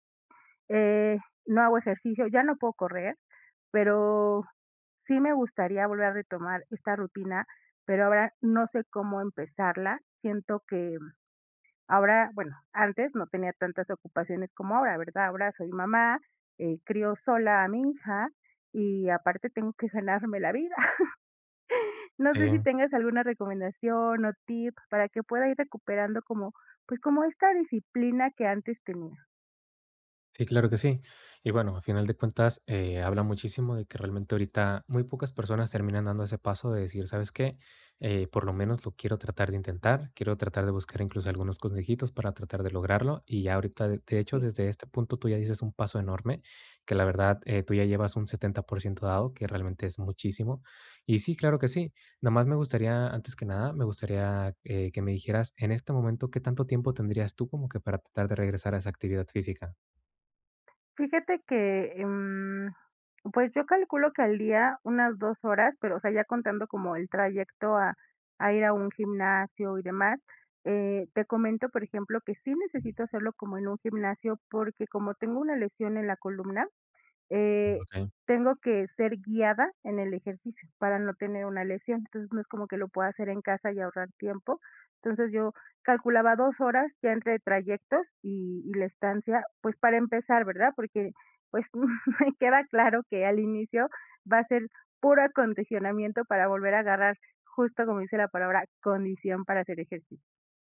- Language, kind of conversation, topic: Spanish, advice, ¿Cómo puedo recuperar la disciplina con pasos pequeños y sostenibles?
- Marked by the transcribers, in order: chuckle; "diste" said as "distes"; other background noise; drawn out: "em"; chuckle